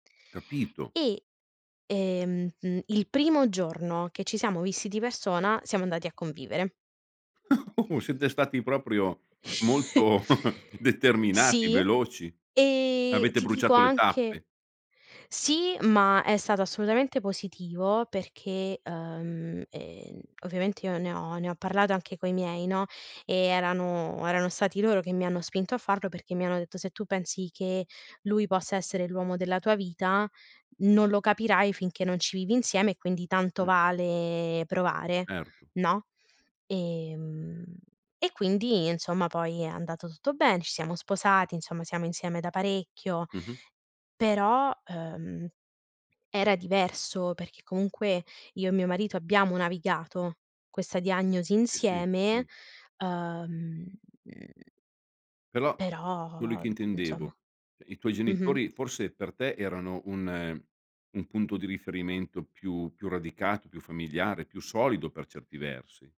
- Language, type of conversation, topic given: Italian, podcast, Raccontami un momento in cui la tua famiglia ti ha davvero sostenuto?
- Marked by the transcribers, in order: laugh; laughing while speaking: "molto"; chuckle; tapping; "cioè" said as "ceh"